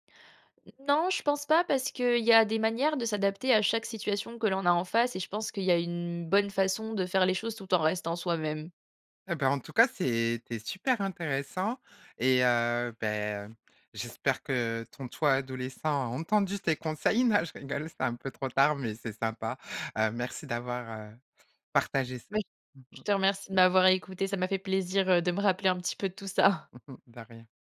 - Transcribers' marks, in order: drawn out: "une"; laughing while speaking: "Non je rigole"; laughing while speaking: "ça"
- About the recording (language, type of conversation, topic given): French, podcast, Quel conseil donnerais-tu à ton moi adolescent ?